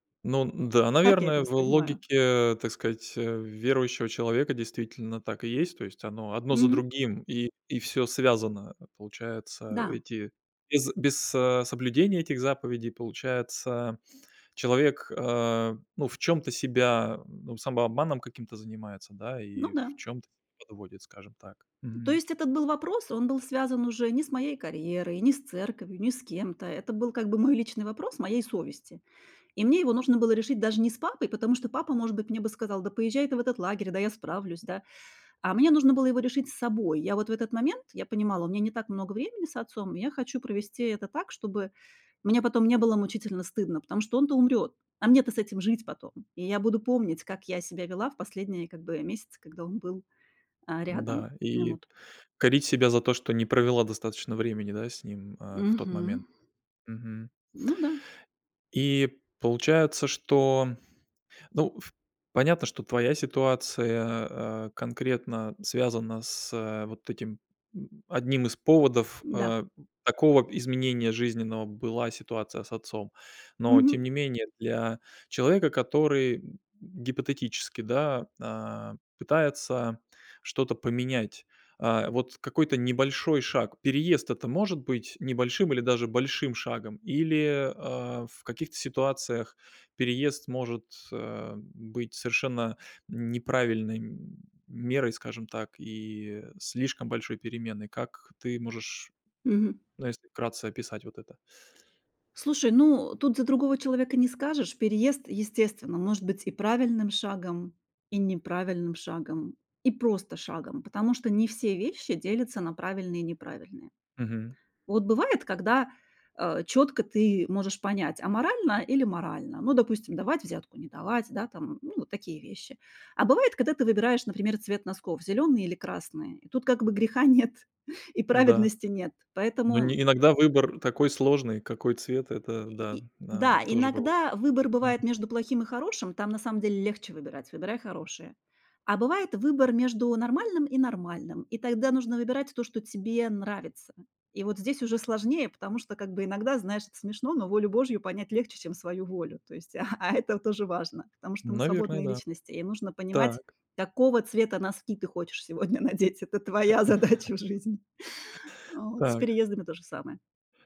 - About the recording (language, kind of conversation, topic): Russian, podcast, Какой маленький шаг изменил твою жизнь?
- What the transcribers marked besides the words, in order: tapping; other background noise; other noise; laughing while speaking: "нет и"; laughing while speaking: "а"; laugh; laughing while speaking: "надеть, это твоя задача в жизни"